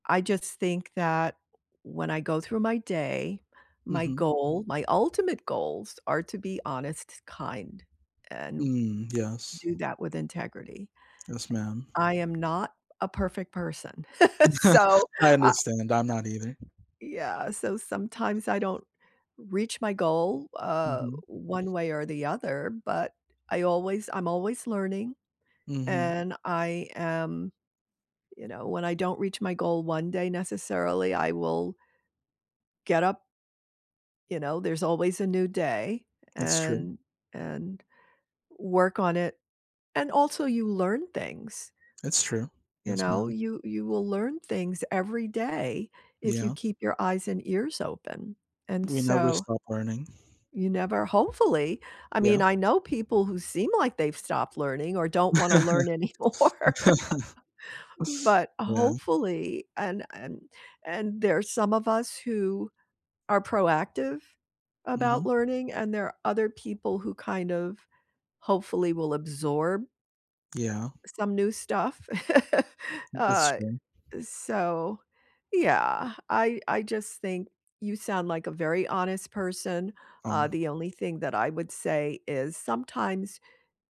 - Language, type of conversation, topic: English, unstructured, What does honesty mean to you in everyday life?
- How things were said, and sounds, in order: other background noise; laugh; chuckle; tapping; chuckle; laughing while speaking: "anymore"; chuckle